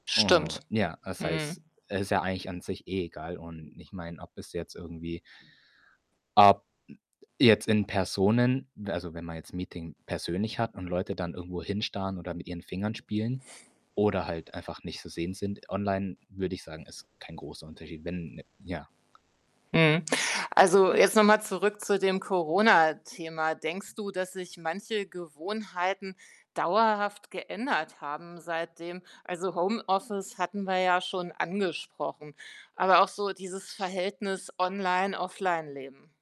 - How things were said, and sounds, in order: static; tapping; other background noise
- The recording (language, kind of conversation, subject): German, podcast, Wie hat die Pandemie deine Online- und Offline-Beziehungen beeinflusst?